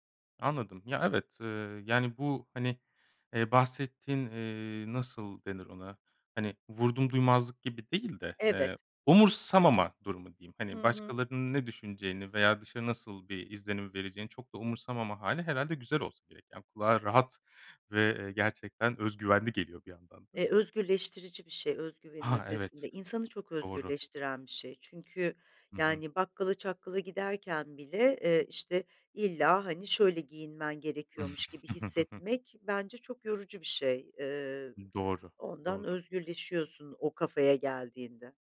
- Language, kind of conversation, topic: Turkish, podcast, Tek bir kıyafetle moralin anında düzelir mi?
- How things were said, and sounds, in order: other background noise; tapping; chuckle